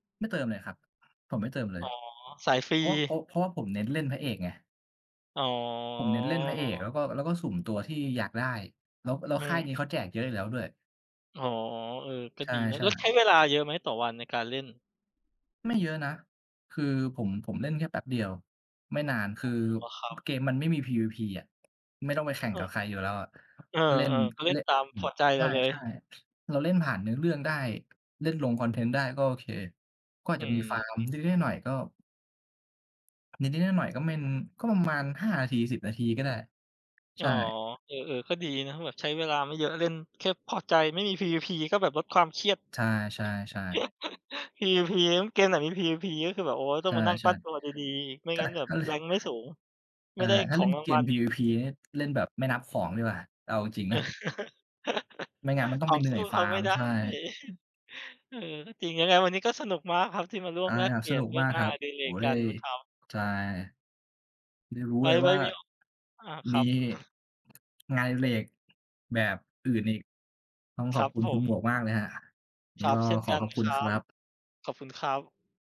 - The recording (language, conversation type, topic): Thai, unstructured, คุณเคยรู้สึกประหลาดใจไหมเมื่อได้ลองทำงานอดิเรกใหม่ๆ?
- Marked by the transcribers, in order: tapping; chuckle; in English: "Rank"; chuckle; laughing while speaking: "ของสู้เขาไม่ได้"; other background noise